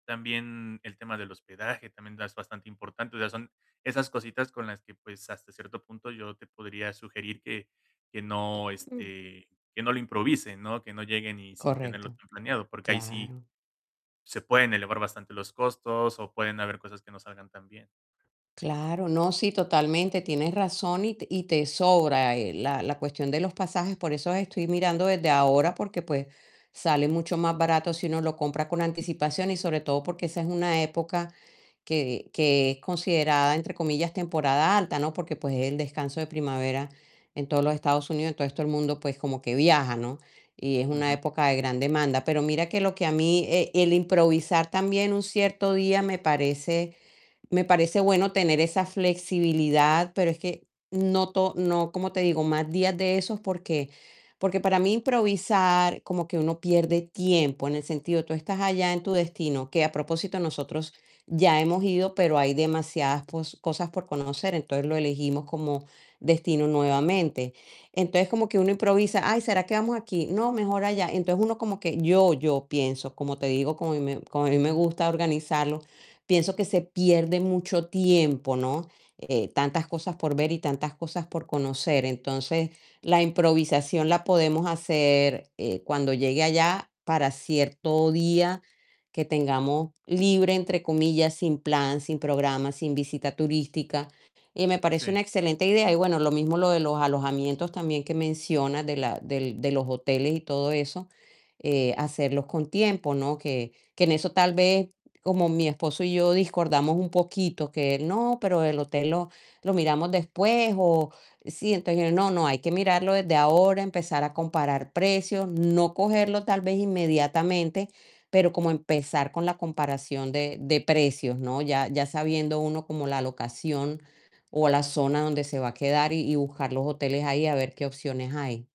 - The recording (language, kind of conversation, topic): Spanish, advice, ¿Cómo puedo planificar y organizar la logística de un viaje sin estresar a nadie?
- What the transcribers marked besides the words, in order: tapping; static